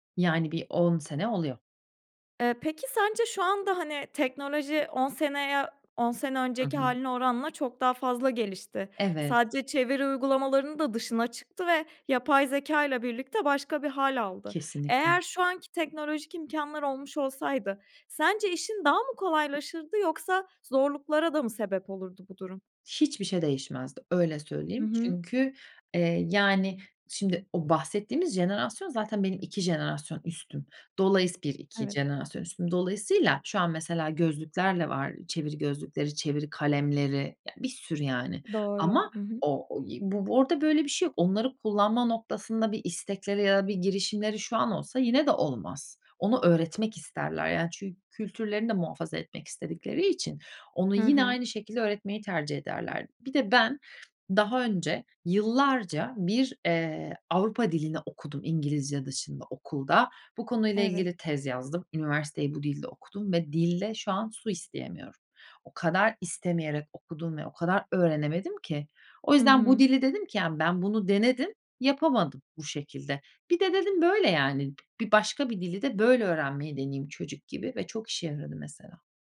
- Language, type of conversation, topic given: Turkish, podcast, Dil bilmeden nasıl iletişim kurabiliriz?
- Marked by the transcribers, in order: other background noise